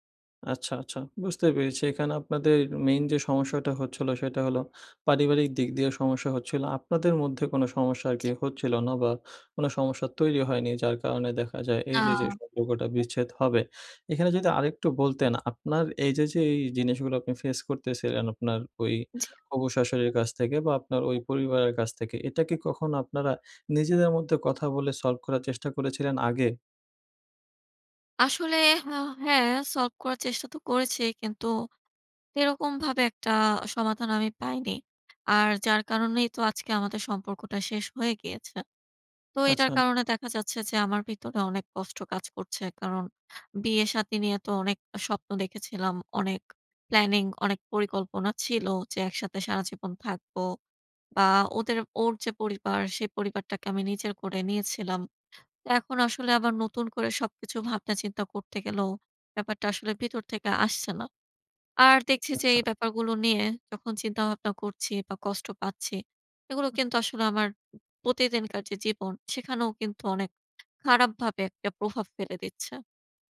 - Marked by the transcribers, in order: tapping; in English: "face"; bird; in English: "solve"; in English: "solve"; "সেরকম" said as "তেরকম"
- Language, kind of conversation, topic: Bengali, advice, ব্রেকআপের পর প্রচণ্ড দুঃখ ও কান্না কীভাবে সামলাব?